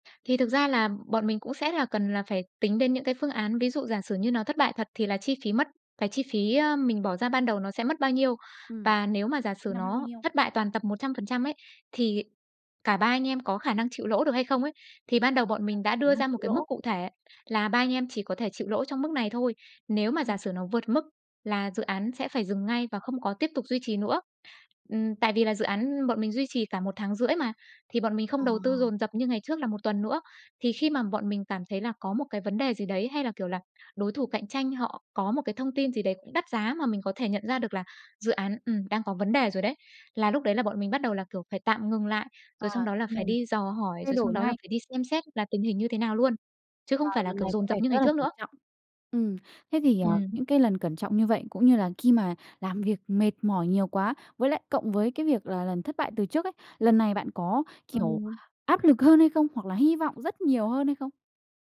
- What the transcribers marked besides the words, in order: other background noise; tapping
- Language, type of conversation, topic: Vietnamese, podcast, Bạn làm gì để không bỏ cuộc sau khi thất bại?